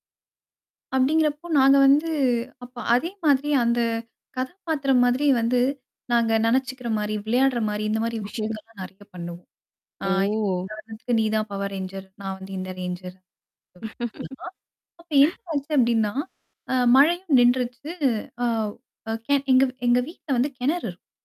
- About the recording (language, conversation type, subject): Tamil, podcast, குழந்தைப் பருவத்தில் இயற்கையுடன் உங்கள் தொடர்பு எப்படி இருந்தது?
- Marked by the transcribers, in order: static; distorted speech; other background noise; laughing while speaking: "ஓ!"; surprised: "ஓ!"; unintelligible speech; in English: "பவர் ரேஞ்சர்"; laugh; in English: "ரேஞ்சர்"; unintelligible speech; unintelligible speech